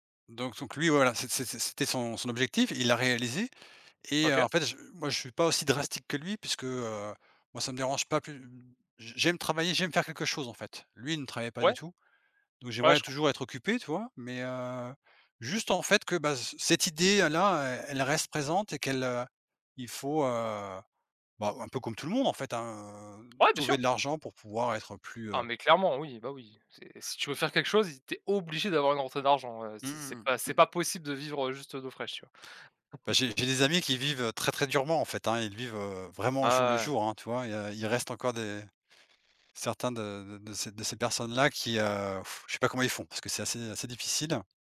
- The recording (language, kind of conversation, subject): French, unstructured, Quels rêves aimerais-tu réaliser dans les dix prochaines années ?
- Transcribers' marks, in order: stressed: "obligé"; chuckle